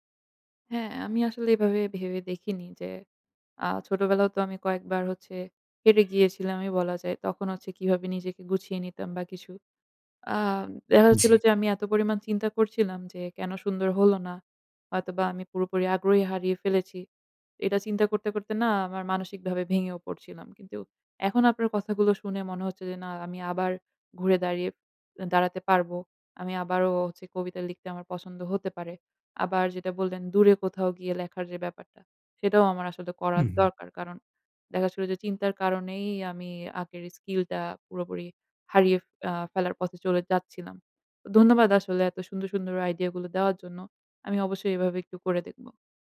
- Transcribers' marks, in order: in English: "স্কিল"
- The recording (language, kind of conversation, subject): Bengali, advice, আপনার আগ্রহ কীভাবে কমে গেছে এবং আগে যে কাজগুলো আনন্দ দিত, সেগুলো এখন কেন আর আনন্দ দেয় না?